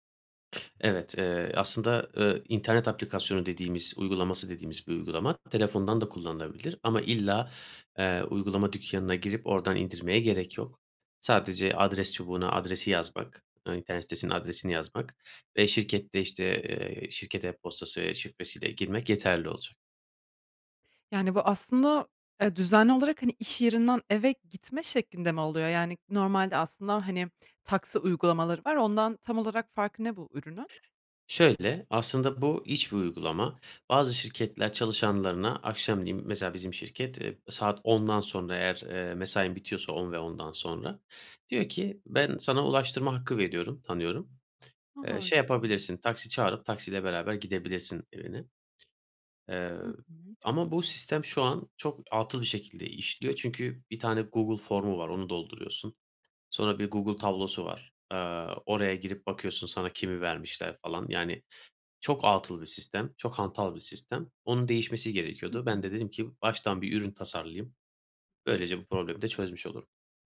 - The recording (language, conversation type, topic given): Turkish, podcast, İlk fikrinle son ürün arasında neler değişir?
- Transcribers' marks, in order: other background noise